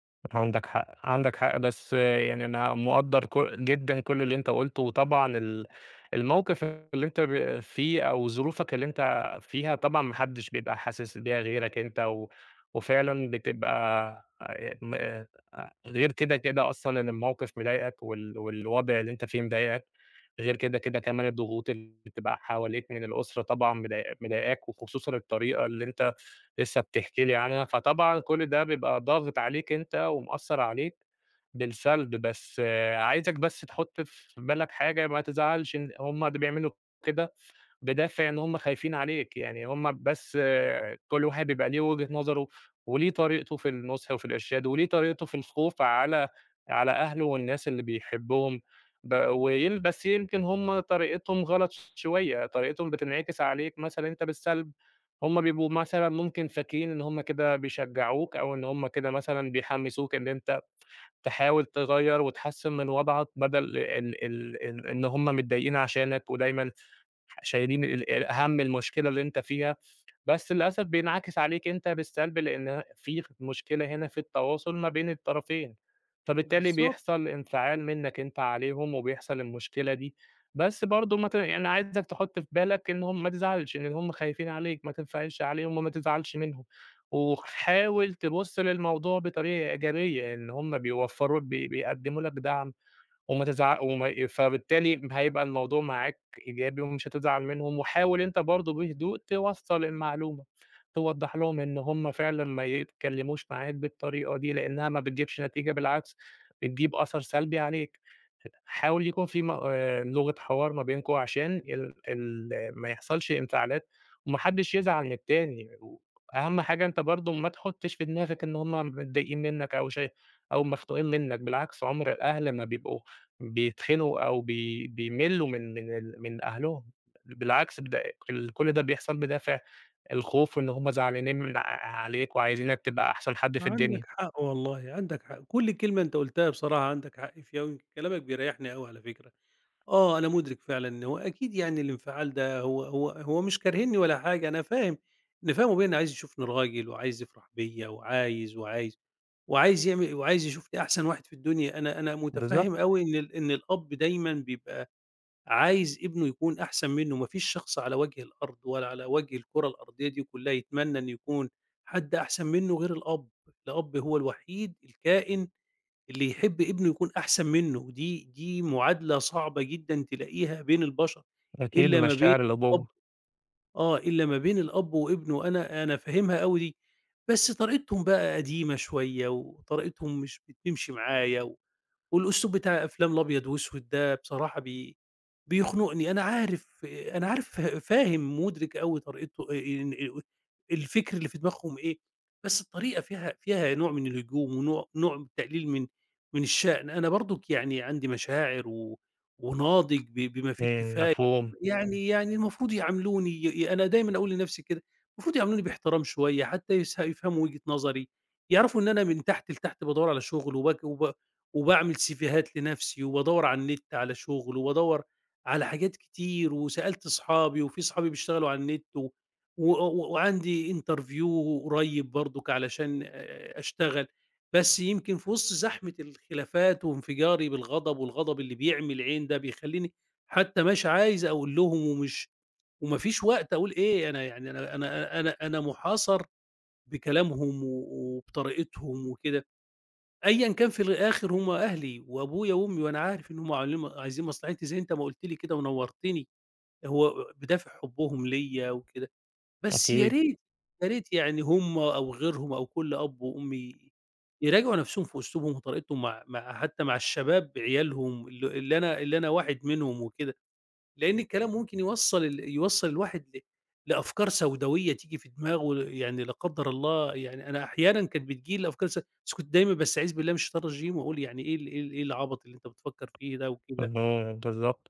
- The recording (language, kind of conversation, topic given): Arabic, advice, إزاي أتعامل مع انفجار غضبي على أهلي وبَعدين إحساسي بالندم؟
- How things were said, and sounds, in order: other background noise; in English: "سيفيهات"; tapping; in English: "interview"